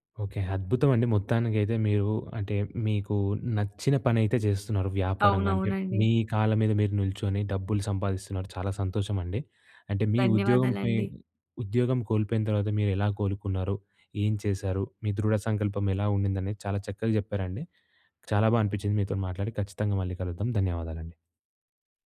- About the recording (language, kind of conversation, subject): Telugu, podcast, ఉద్యోగం కోల్పోతే మీరు ఎలా కోలుకుంటారు?
- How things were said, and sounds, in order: none